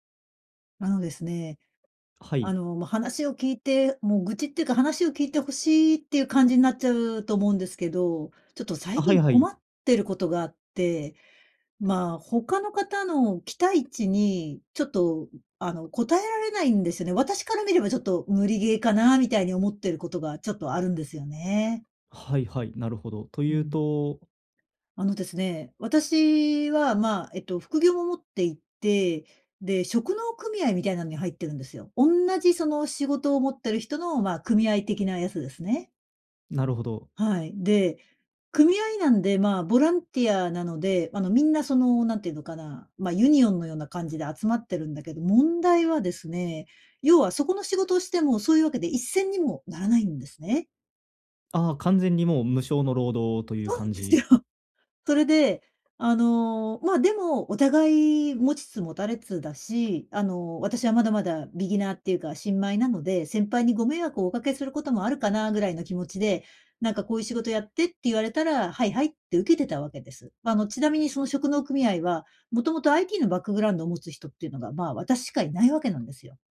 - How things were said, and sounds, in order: none
- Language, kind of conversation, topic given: Japanese, advice, 他者の期待と自己ケアを両立するには、どうすればよいですか？